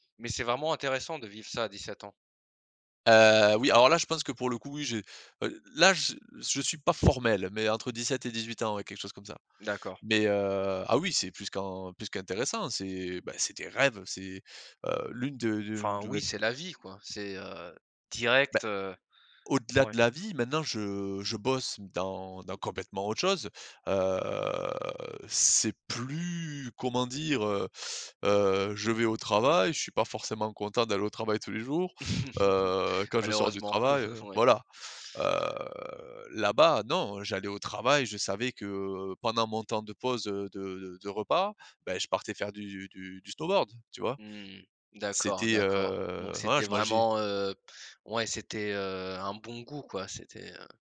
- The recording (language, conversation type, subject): French, podcast, Quel souvenir d’enfance te revient tout le temps ?
- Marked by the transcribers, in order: tapping; stressed: "rêves"; drawn out: "heu"; laugh; chuckle